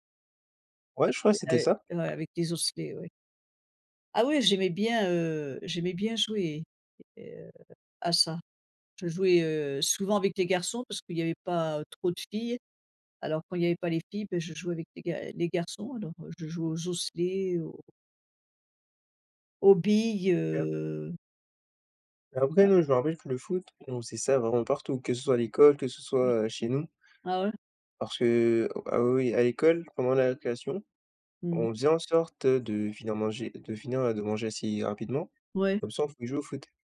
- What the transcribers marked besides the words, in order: stressed: "billes"; other background noise
- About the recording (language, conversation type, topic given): French, unstructured, Qu’est-ce que tu aimais faire quand tu étais plus jeune ?